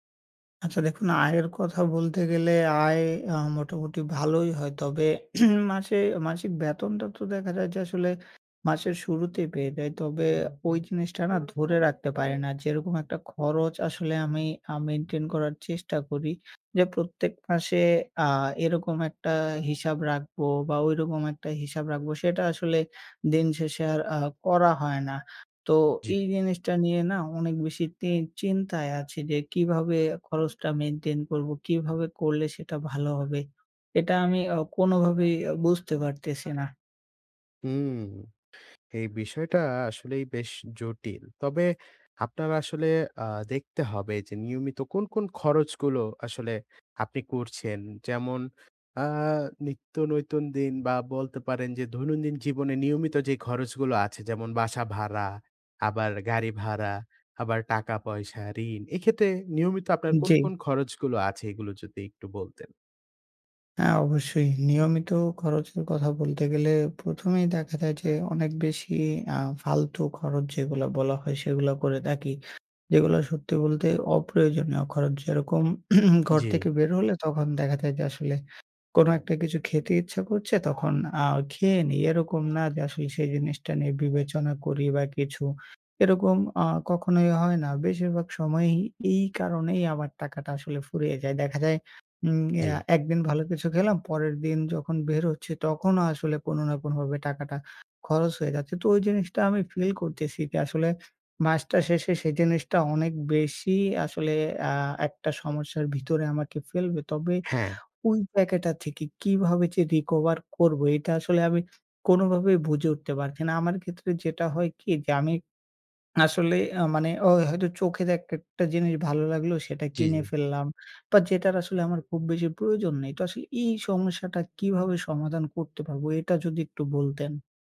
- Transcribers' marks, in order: throat clearing; background speech; in English: "maintain"; alarm; in English: "maintain"; "নতুন" said as "নৈতন"; throat clearing; in English: "feel"; in English: "recover"; swallow
- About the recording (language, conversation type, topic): Bengali, advice, মাস শেষ হওয়ার আগেই টাকা শেষ হয়ে যাওয়া নিয়ে কেন আপনার উদ্বেগ হচ্ছে?